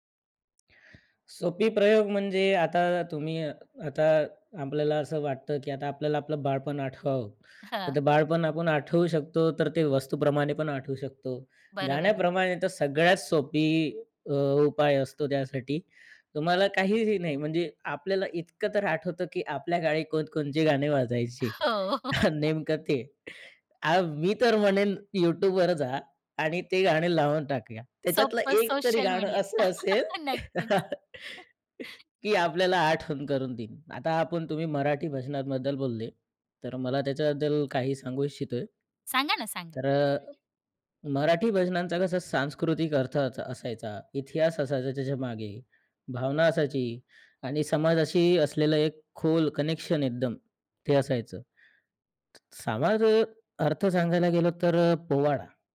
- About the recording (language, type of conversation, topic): Marathi, podcast, एखादं गाणं ऐकताच तुम्हाला बालपण लगेच आठवतं का?
- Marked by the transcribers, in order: tapping; "बालपण" said as "बाळपण"; chuckle; "बालपण" said as "बाळपण"; other background noise; laugh; chuckle; chuckle